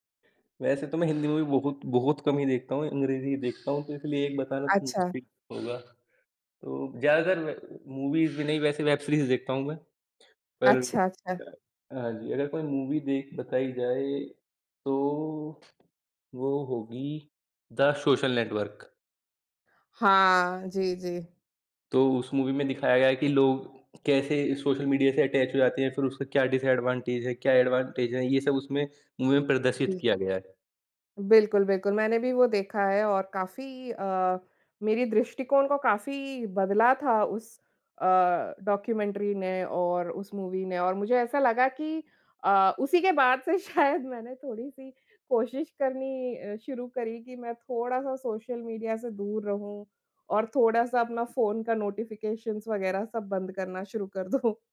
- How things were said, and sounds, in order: other background noise; in English: "मूवी"; in English: "मूवीज़"; in English: "वेब सीरीज़"; in English: "मूवी"; in English: "मूवी"; in English: "अटैच"; in English: "डिसएडवांटेज"; in English: "एडवांटेज"; in English: "मूवी"; in English: "डॉक्यूमेंट्री"; in English: "मूवी"; laughing while speaking: "शायद"; in English: "नोटिफ़िकेशंस"; laughing while speaking: "दूँ"
- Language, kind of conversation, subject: Hindi, unstructured, क्या फिल्म के किरदारों का विकास कहानी को बेहतर बनाता है?
- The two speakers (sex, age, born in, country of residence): female, 35-39, India, India; male, 20-24, India, India